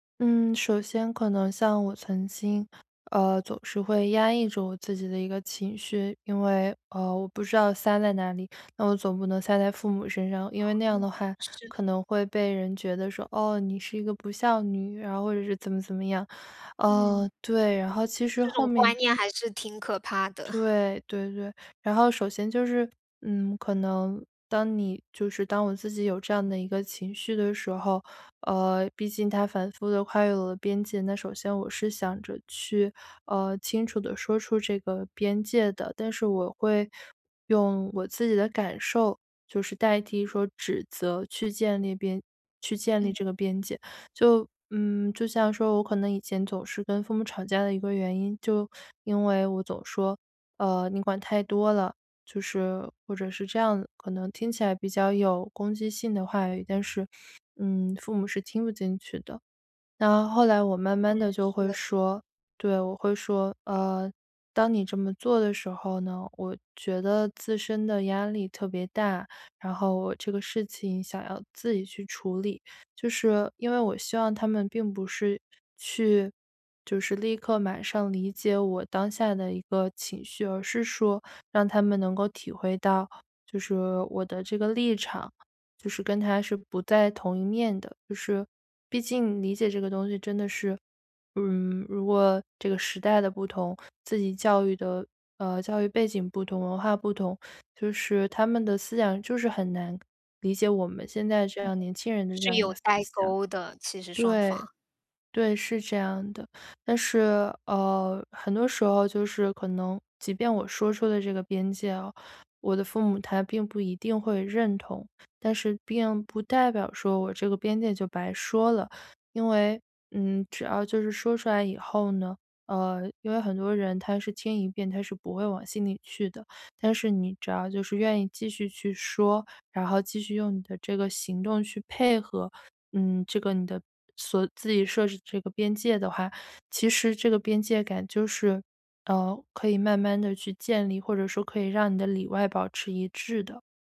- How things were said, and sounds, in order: other background noise; chuckle; inhale; inhale
- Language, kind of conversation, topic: Chinese, podcast, 当父母越界时，你通常会怎么应对？